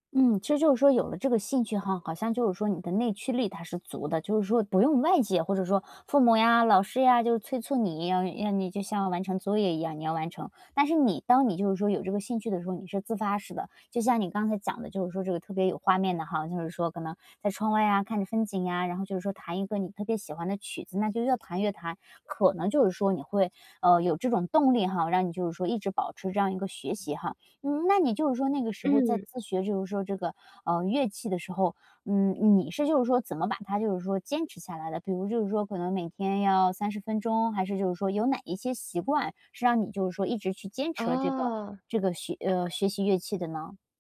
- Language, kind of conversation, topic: Chinese, podcast, 自学时如何保持动力？
- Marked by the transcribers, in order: other background noise